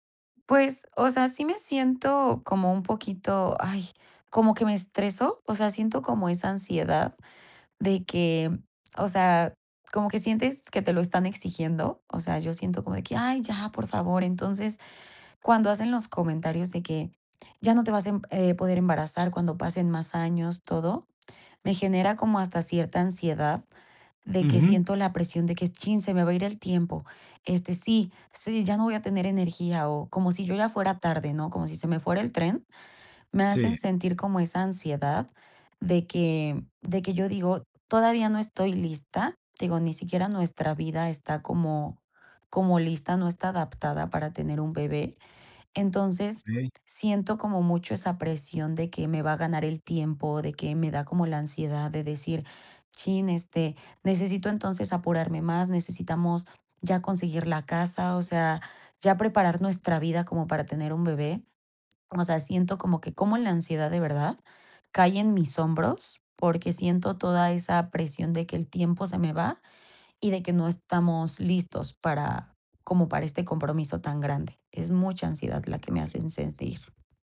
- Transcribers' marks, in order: swallow; other background noise
- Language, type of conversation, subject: Spanish, advice, ¿Cómo puedo manejar la presión de otras personas para tener hijos o justificar que no los quiero?